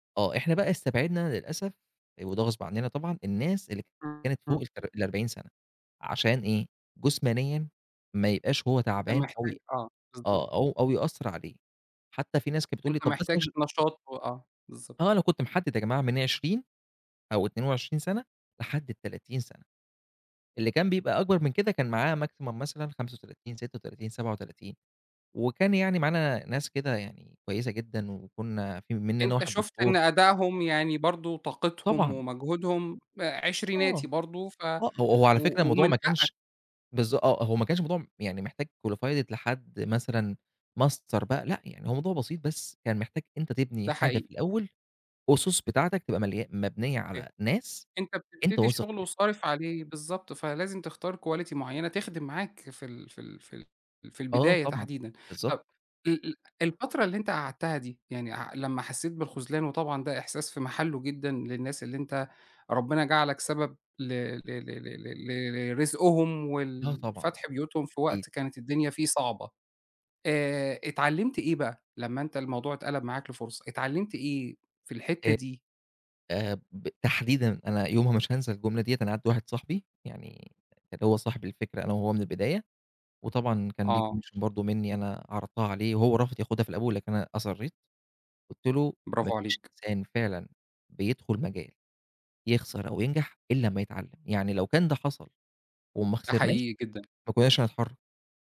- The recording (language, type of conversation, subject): Arabic, podcast, ممكن تحكيلنا عن خسارة حصلت لك واتحوّلت لفرصة مفاجئة؟
- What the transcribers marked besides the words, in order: in English: "maximum"; in English: "qualified"; in English: "master"; in English: "quality"; in English: "commission"; tapping